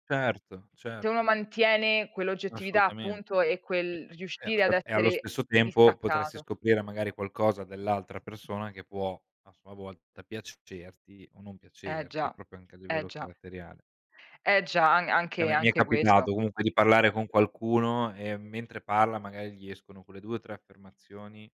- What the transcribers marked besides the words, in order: "proprio" said as "propio"
- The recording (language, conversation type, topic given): Italian, unstructured, Quale sorpresa hai scoperto durante una discussione?
- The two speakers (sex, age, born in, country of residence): female, 25-29, Italy, Italy; male, 25-29, Italy, Italy